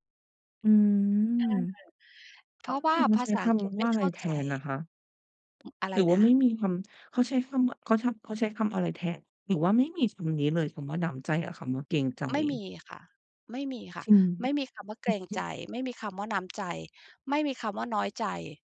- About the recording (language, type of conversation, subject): Thai, podcast, เล่าเรื่องภาษาแม่ของคุณให้ฟังหน่อยได้ไหม?
- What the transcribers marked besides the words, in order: tapping; other background noise